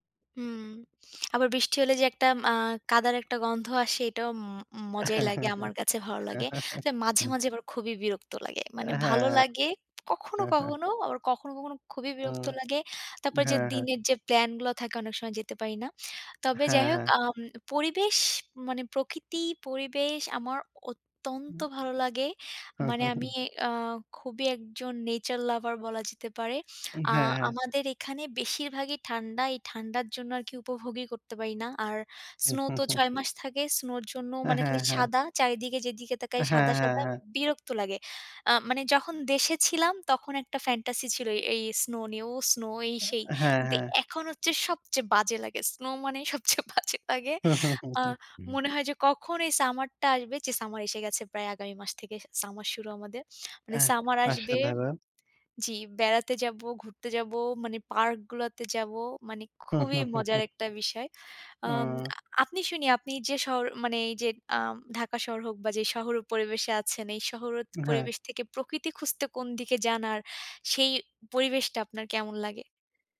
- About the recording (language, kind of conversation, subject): Bengali, unstructured, প্রকৃতির সৌন্দর্য আপনার জীবনে কী ধরনের অনুভূতি জাগায়?
- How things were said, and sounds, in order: lip smack; chuckle; tapping; chuckle; lip smack; chuckle; laughing while speaking: "snow মানেই সবচেয়ে বাজে লাগে"; chuckle; chuckle